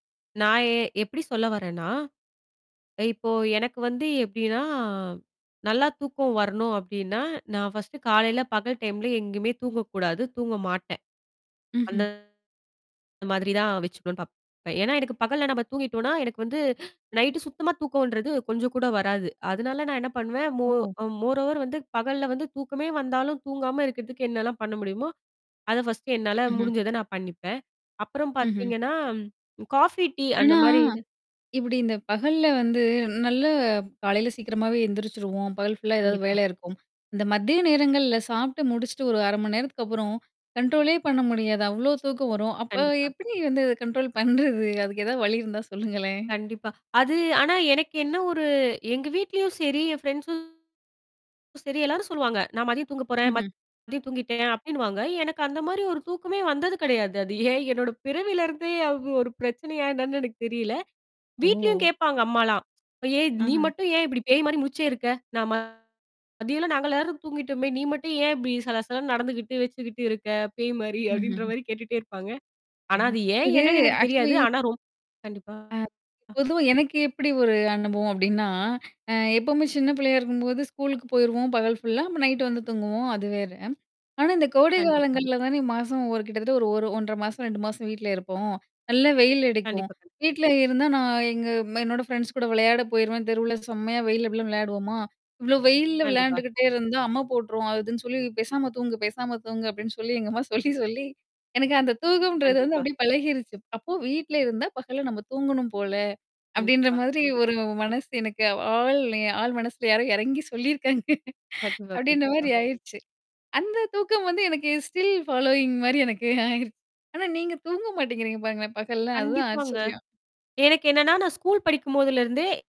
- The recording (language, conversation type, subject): Tamil, podcast, நல்ல தூக்கம் வருவதற்கு நீங்கள் பின்பற்றும் தினசரி உறக்க பழக்கம் எப்படி இருக்கும்?
- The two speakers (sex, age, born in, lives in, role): female, 25-29, India, India, guest; female, 30-34, India, India, host
- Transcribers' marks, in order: static; in English: "ஃபர்ஸ்ட்டு"; in English: "டைம்ல"; distorted speech; in English: "நைட்டு"; in English: "மோர் ஓவர்"; in English: "ஃபர்ஸ்ட்ட்"; in English: "காஃபி, டீ"; in English: "ஃபுல்லா"; in English: "கண்ட்ரோலே"; laughing while speaking: "அப்ப எப்படி வந்து கண்ட்ரோல் பண்றது? அதுக்கு எ ஏதாவது வழி இருந்தா சொல்லுங்களேன்?"; in English: "கண்ட்ரோல்"; in English: "ஃப்ரெண்ட்ஸும்"; laughing while speaking: "அது ஏன் என்னோட பிறவிலருந்தே அது ஒரு பிரச்சனையா என்னன்னு எனக்கு தெரியல"; laughing while speaking: "பேய் மாரி அப்டின்ற மாரி"; unintelligible speech; in English: "ஆக்ச்சுவலி"; unintelligible speech; in English: "ஸ்கூல்குக்கு"; in English: "ஃபுல்லா"; in English: "நைட்"; other noise; in English: "ஃப்ரெண்ட்ஸ்"; laughing while speaking: "அப்டின்னு சொல்லி எங்க அம்மா சொல்லி சொல்லி"; laughing while speaking: "ஒரு மனசு எனக்கு ஆழ் ஆழ் மனசுல யாரும் ஏறங்கி சொல்லியிருக்காங்க"; in English: "ஸ்டில் ஃபாலோயிங்"; chuckle; in English: "ஸ்கூல்"